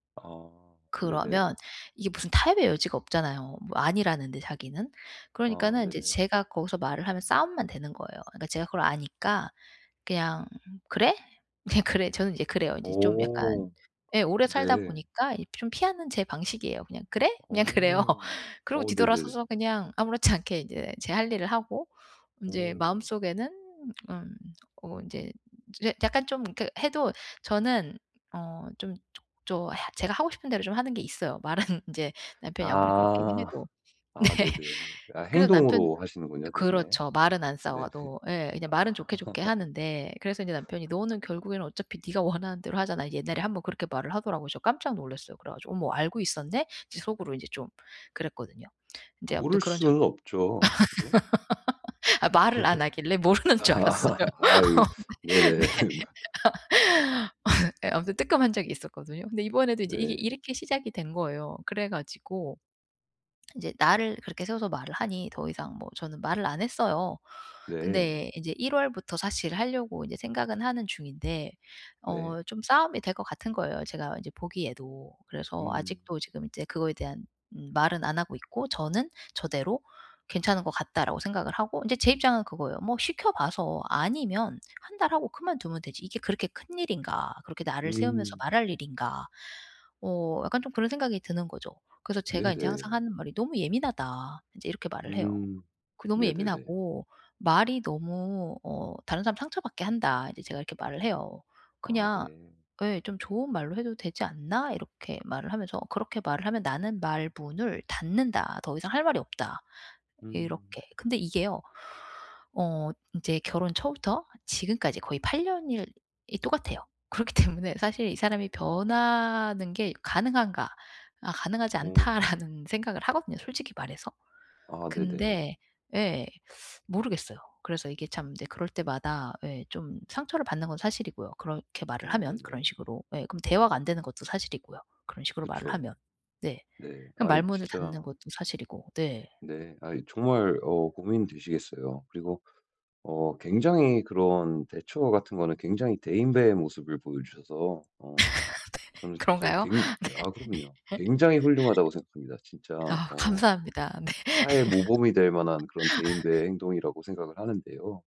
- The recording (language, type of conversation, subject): Korean, advice, 어떻게 비난 대신 건설적인 대화를 시작할 수 있을까요?
- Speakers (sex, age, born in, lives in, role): female, 40-44, United States, United States, user; male, 35-39, United States, United States, advisor
- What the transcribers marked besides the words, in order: tapping; other background noise; laughing while speaking: "그냥 그래요"; laughing while speaking: "말은"; laughing while speaking: "네"; laugh; laugh; laughing while speaking: "아"; laughing while speaking: "모르는 줄 알았어요. 네. 아"; laugh; laugh; laughing while speaking: "네. 그런가요? 네"; laugh; laughing while speaking: "네"; laugh